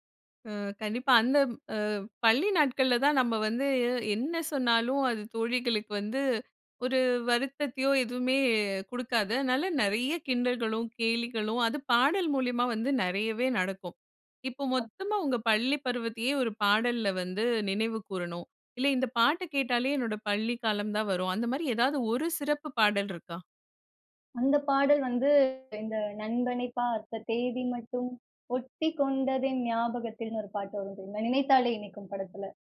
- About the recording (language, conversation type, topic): Tamil, podcast, ஒரு பாடல் உங்களுக்கு பள்ளி நாட்களை நினைவுபடுத்துமா?
- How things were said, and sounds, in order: singing: "நண்பனை பார்த்த தேதி மட்டும், ஒட்டிக் கொண்டதென் ஞாபகத்தில்ன்னு"